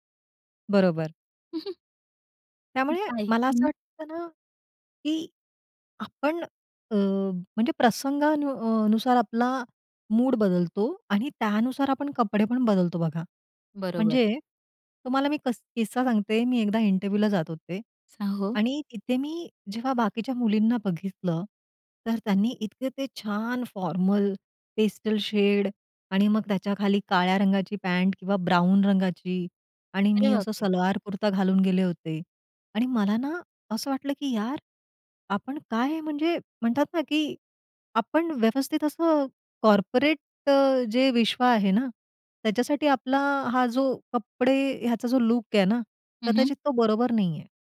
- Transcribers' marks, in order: tapping; chuckle; unintelligible speech; in English: "इंटरव्यूला"; in English: "फॉर्मल पेस्टल शेड"; in English: "कॉर्पोरेट"
- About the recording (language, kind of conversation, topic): Marathi, podcast, कपडे निवडताना तुझा मूड किती महत्त्वाचा असतो?